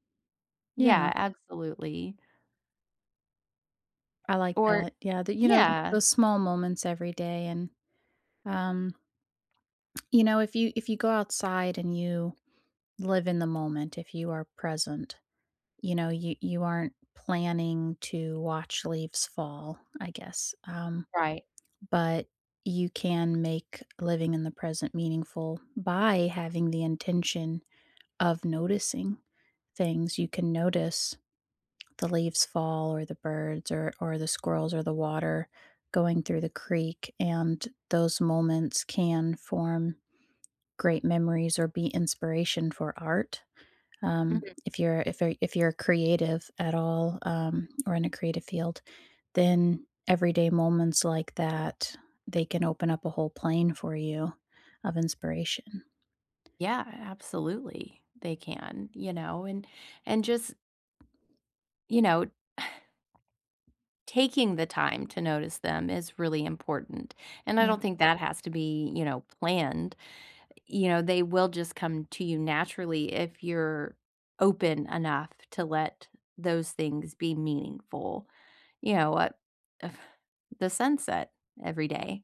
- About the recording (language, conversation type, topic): English, unstructured, How can I make moments meaningful without overplanning?
- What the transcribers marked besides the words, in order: other background noise; stressed: "by"; tapping; scoff